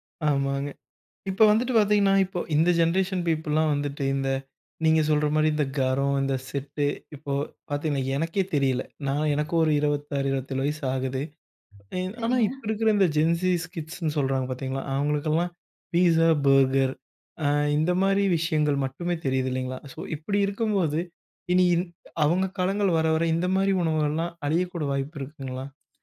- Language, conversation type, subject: Tamil, podcast, ஒரு ஊரின் உணவுப் பண்பாடு பற்றி உங்கள் கருத்து என்ன?
- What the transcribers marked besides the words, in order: in English: "ஜெனரேஷன் பீப்பிள்"; other background noise; in English: "ஜென்ஸீஸ் கிட்ஸ்"; in English: "ஸோ"